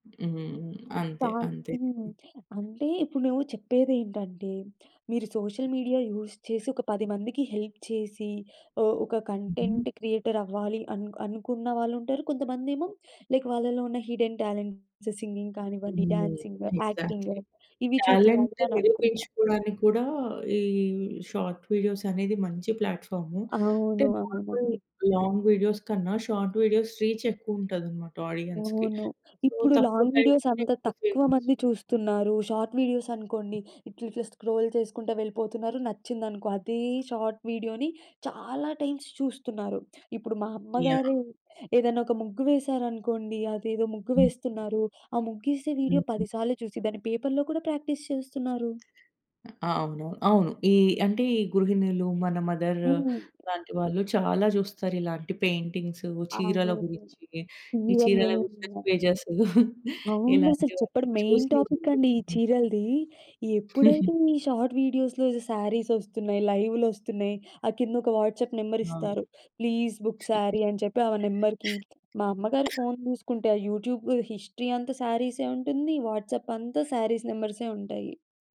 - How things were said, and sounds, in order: other background noise; in English: "సోషల్ మీడియా యూజ్"; in English: "హెల్ప్"; in English: "కంటెంట్"; in English: "లైక్"; in English: "హిడెన్ టాలెంట్స్ సింగింగ్"; in English: "డాన్సింగ్, యాక్టింగ్"; in English: "ఎగ్జాక్ట్‌లీ. టాలెంట్"; in English: "షార్ట్ వీడియోస్"; in English: "నార్మల్ లాంగ్ వీడియోస్"; in English: "షార్ట్ వీడియోస్ రీచ్"; in English: "ఆడియన్స్‌కి. సో"; in English: "లాంగ్ వీడియోస్"; in English: "ఫేమస్"; in English: "షార్ట్ వీడియోస్"; in English: "స్క్రోల్"; in English: "షార్ట్"; in English: "టైమ్స్"; in English: "ప్రాక్టీస్"; tapping; in English: "మదర్"; in English: "మేయిన్‌గా"; in English: "బిసినెస్ పేజెస్"; in English: "మెయిన్ టాపిక్"; chuckle; in English: "షార్ట్ వీడియోస్‌లో సారీస్"; unintelligible speech; in English: "లైవ్‌లోస్తున్నాయి"; in English: "వాట్సాప్ నెంబర్"; in English: "ప్లీజ్ బుక్ సారీ"; in English: "నెంబర్‌కి"; in English: "యూట్యూబ్ హిస్టరీ"; in English: "వాట్సాప్"; in English: "సారీస్"
- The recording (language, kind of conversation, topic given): Telugu, podcast, షార్ట్ వీడియోలు చూడటం వల్ల మీరు ప్రపంచాన్ని చూసే తీరులో మార్పు వచ్చిందా?
- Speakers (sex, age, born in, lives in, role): female, 20-24, India, India, guest; female, 30-34, India, India, host